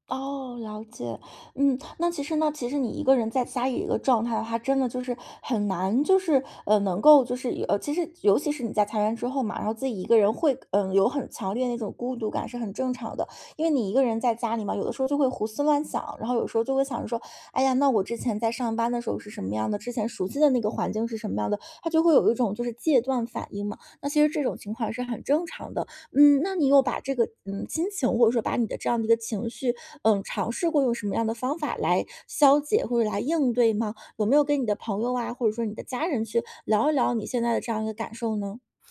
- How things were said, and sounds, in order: other background noise
- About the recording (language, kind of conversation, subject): Chinese, advice, 当熟悉感逐渐消失时，我该如何慢慢放下并适应？